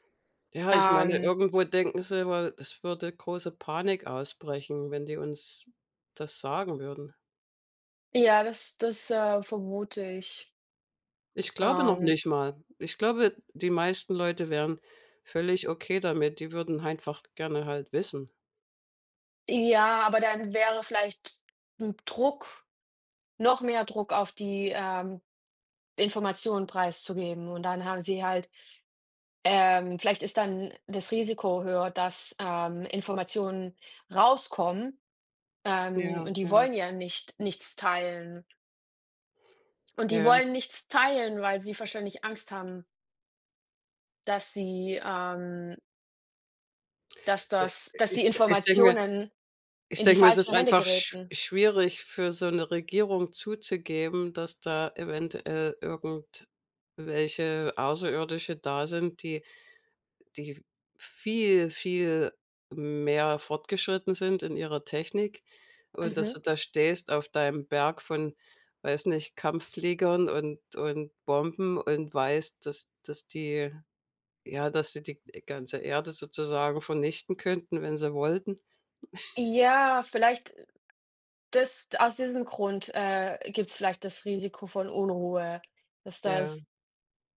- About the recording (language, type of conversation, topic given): German, unstructured, Warum glaubst du, dass manche Menschen an UFOs glauben?
- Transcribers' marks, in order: drawn out: "ähm"; other background noise; drawn out: "ähm"; "gerieten" said as "geräten"; chuckle